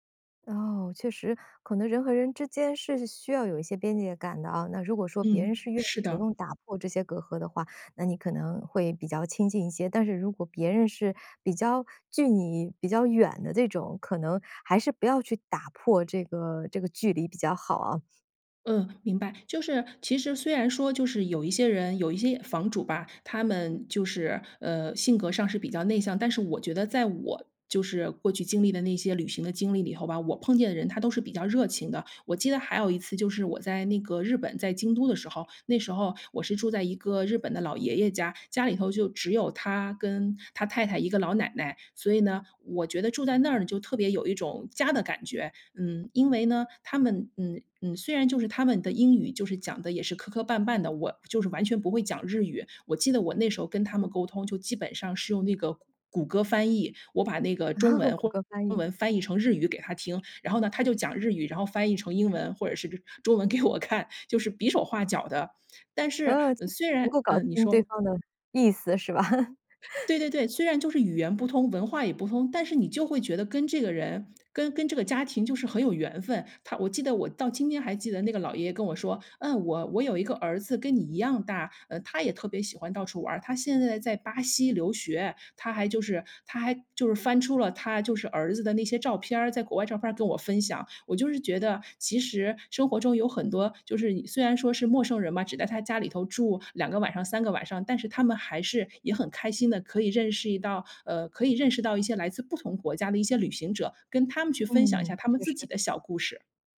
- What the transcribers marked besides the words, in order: laugh; laughing while speaking: "给我看"; laugh
- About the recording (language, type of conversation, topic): Chinese, podcast, 一个人旅行时，怎么认识新朋友？